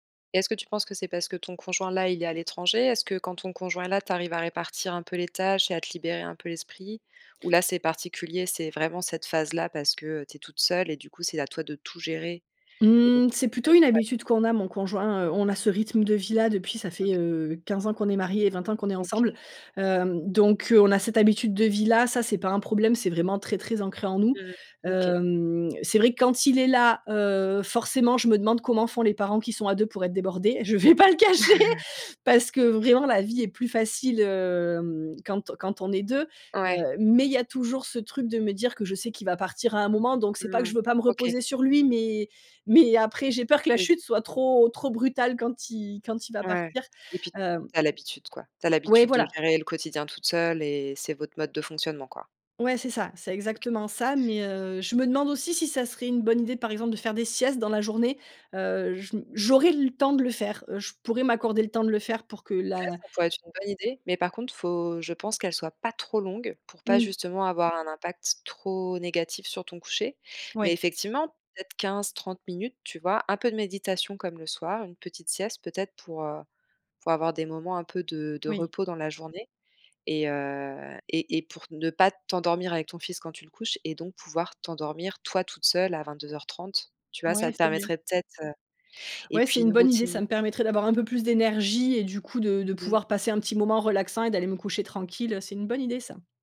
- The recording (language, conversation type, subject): French, advice, Pourquoi ai-je du mal à instaurer une routine de sommeil régulière ?
- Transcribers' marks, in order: unintelligible speech; drawn out: "Hem"; laugh; laughing while speaking: "Je vais pas le cacher"; drawn out: "hem"